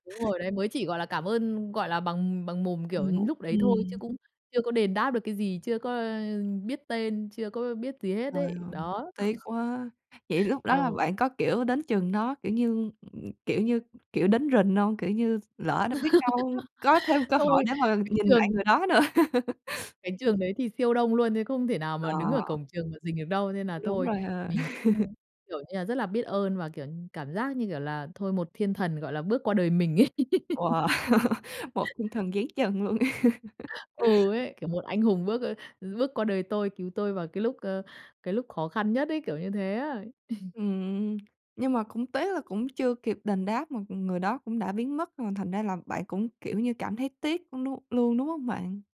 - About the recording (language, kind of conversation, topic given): Vietnamese, podcast, Bạn có thể kể lại lần bạn gặp một người đã giúp bạn trong lúc khó khăn không?
- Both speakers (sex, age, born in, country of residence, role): female, 20-24, Vietnam, Finland, host; female, 30-34, Vietnam, Vietnam, guest
- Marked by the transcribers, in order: other background noise; tapping; chuckle; laugh; laughing while speaking: "nữa"; chuckle; background speech; chuckle; laugh; laugh; laughing while speaking: "Ừ"